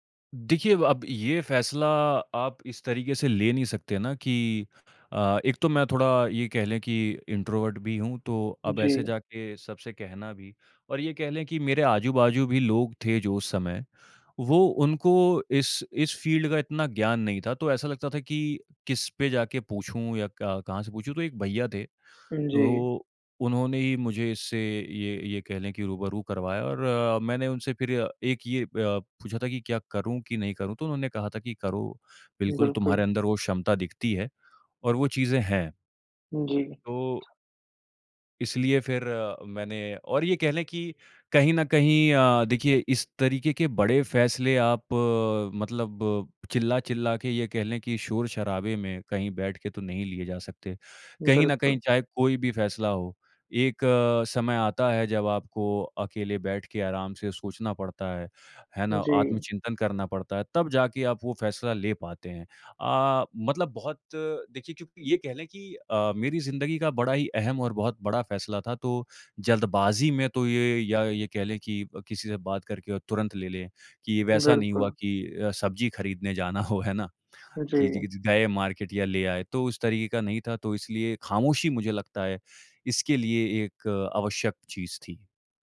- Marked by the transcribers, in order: in English: "इंट्रोवर्ट"; in English: "फ़ील्ड"; laughing while speaking: "हो, है ना?"; in English: "मार्केट"
- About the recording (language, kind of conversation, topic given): Hindi, podcast, क्या आप कोई ऐसा पल साझा करेंगे जब आपने खामोशी में कोई बड़ा फैसला लिया हो?